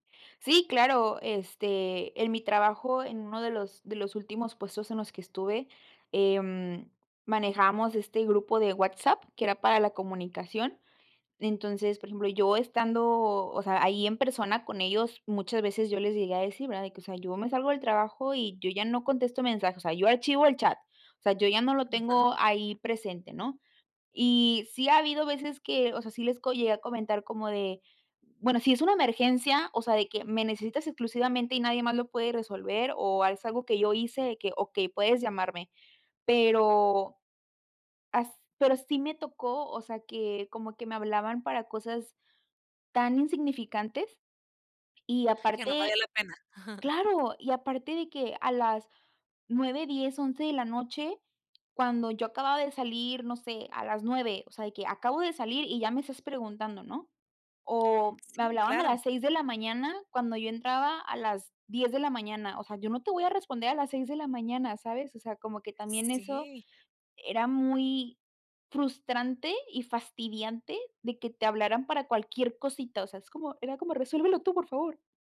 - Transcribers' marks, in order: chuckle; tapping
- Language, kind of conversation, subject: Spanish, podcast, ¿Cómo pones límites al trabajo fuera del horario?